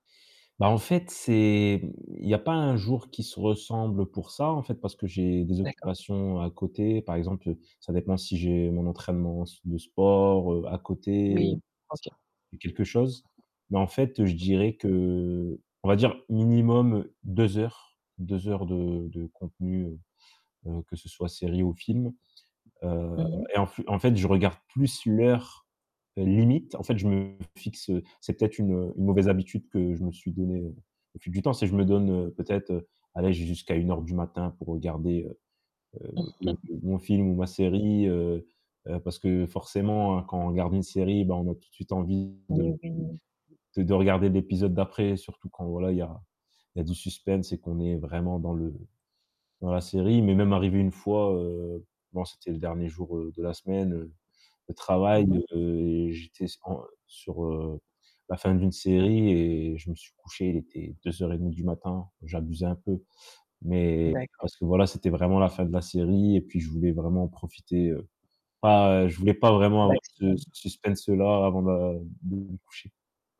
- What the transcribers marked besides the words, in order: tapping; static; stressed: "limite"; distorted speech; chuckle
- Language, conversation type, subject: French, advice, Comment décririez-vous votre dépendance aux écrans ou au café avant le coucher ?
- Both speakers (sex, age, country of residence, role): female, 45-49, France, advisor; male, 25-29, France, user